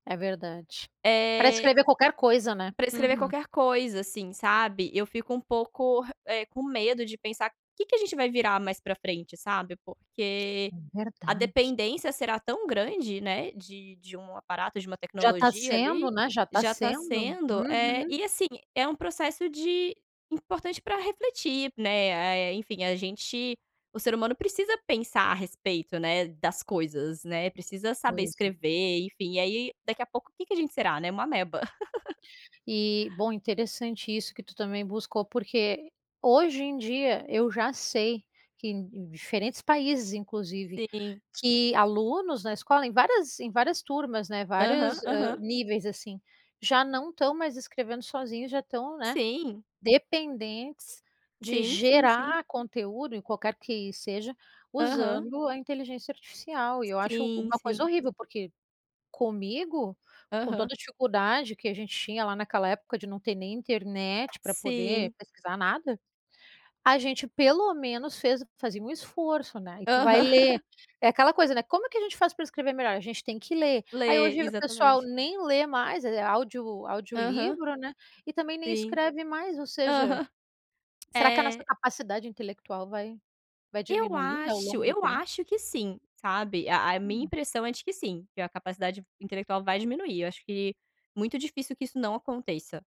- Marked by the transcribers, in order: tapping; laugh; laugh
- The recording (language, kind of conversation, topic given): Portuguese, unstructured, Qual você acha que foi a invenção mais importante da história?